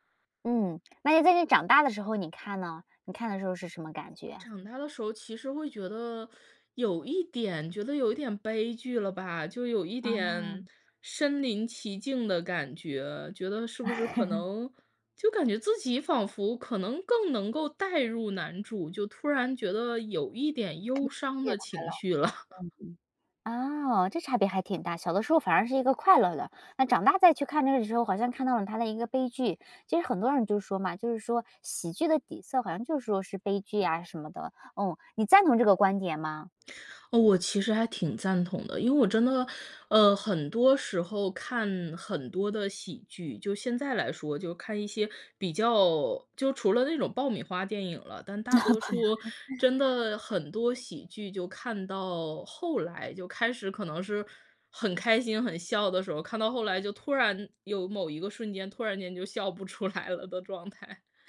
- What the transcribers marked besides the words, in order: other background noise; chuckle; chuckle; chuckle; laughing while speaking: "笑不出来了的状态"
- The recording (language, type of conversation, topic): Chinese, podcast, 你最喜欢的一部电影是哪一部？